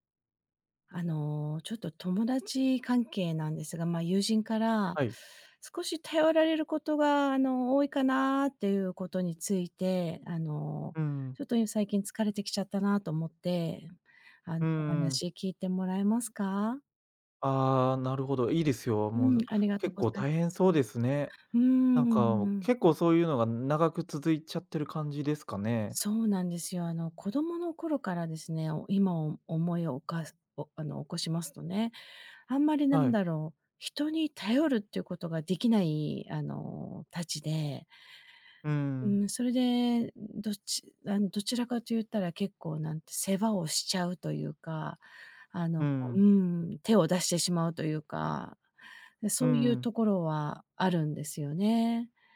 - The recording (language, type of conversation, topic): Japanese, advice, 友達から過度に頼られて疲れているとき、どうすれば上手に距離を取れますか？
- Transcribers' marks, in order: tapping